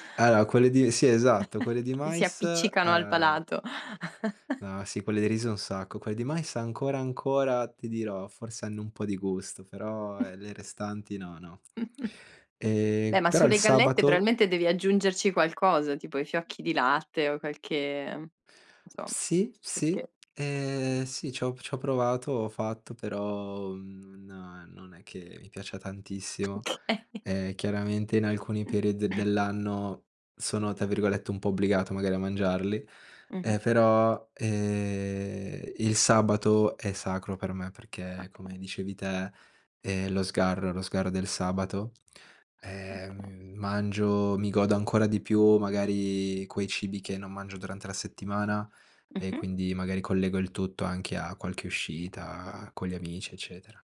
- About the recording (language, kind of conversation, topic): Italian, podcast, Come gestisci i cali di energia nel pomeriggio?
- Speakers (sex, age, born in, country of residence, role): female, 35-39, Latvia, Italy, host; male, 25-29, Italy, Italy, guest
- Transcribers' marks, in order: chuckle; chuckle; "probabilmente" said as "pralmente"; other background noise; laughing while speaking: "Okay"; throat clearing